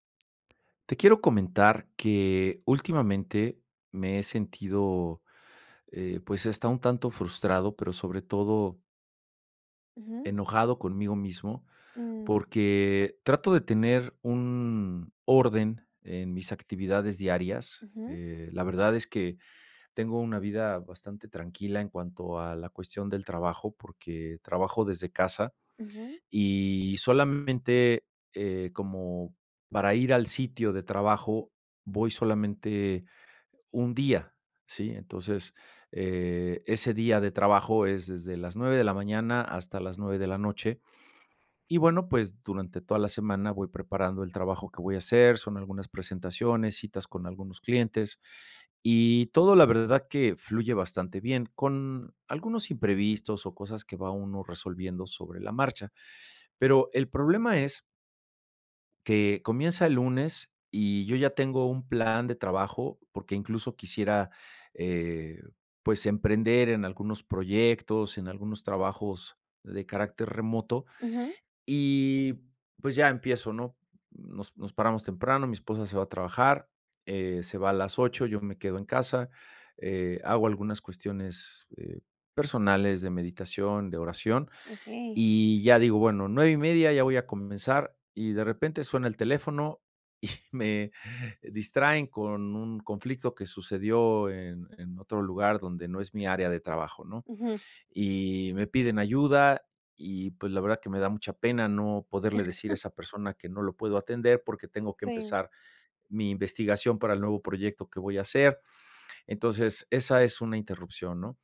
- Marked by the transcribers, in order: laughing while speaking: "me"; chuckle
- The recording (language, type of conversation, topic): Spanish, advice, ¿Cómo puedo evitar que las interrupciones arruinen mi planificación por bloques de tiempo?